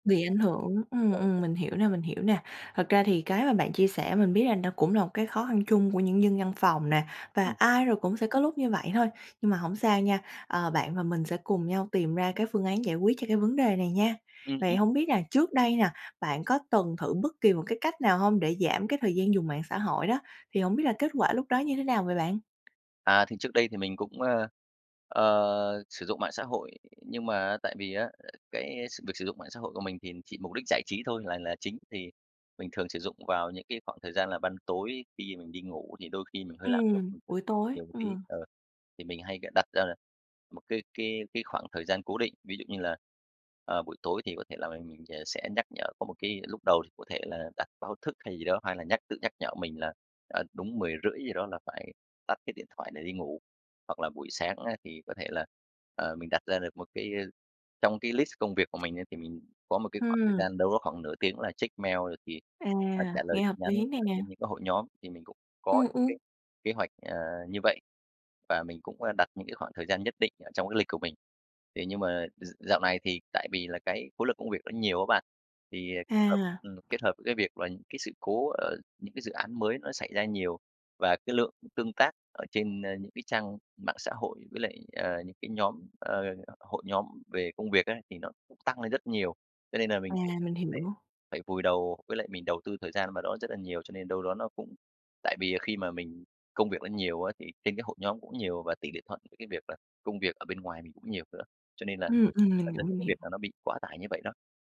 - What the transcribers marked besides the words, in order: tapping; in English: "list"; other background noise
- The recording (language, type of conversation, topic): Vietnamese, advice, Làm thế nào để bạn bớt dùng mạng xã hội để tập trung hoàn thành công việc?